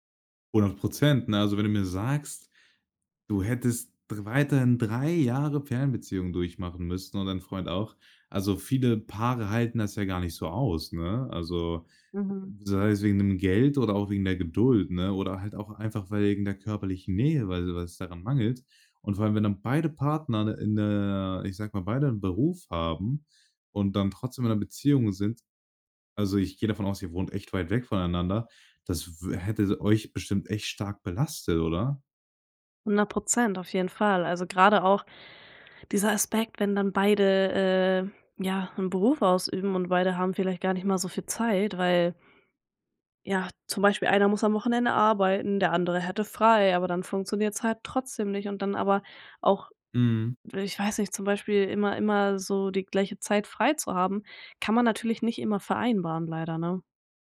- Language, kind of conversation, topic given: German, podcast, Kannst du von einem Misserfolg erzählen, der dich weitergebracht hat?
- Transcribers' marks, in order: none